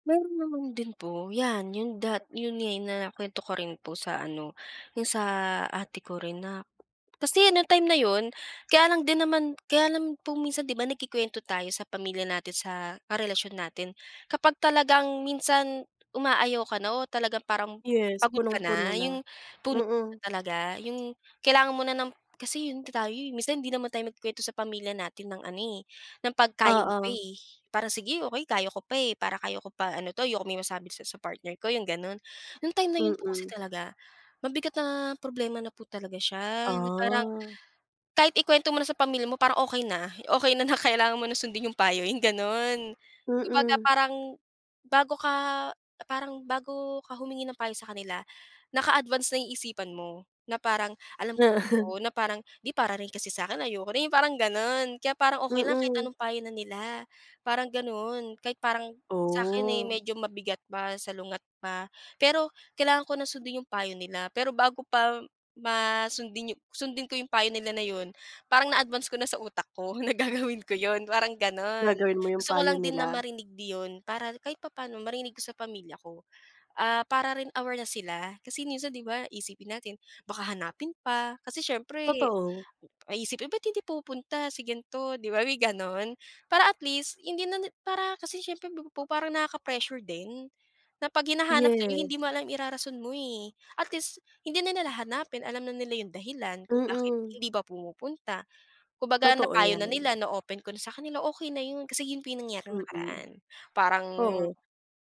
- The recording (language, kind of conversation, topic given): Filipino, podcast, Paano mo hinaharap ang mga payo ng pamilya at mga kaibigan mo?
- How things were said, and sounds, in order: tapping; laughing while speaking: "na kailangan"; chuckle; laughing while speaking: "gagawin ko yun"; "din" said as "di"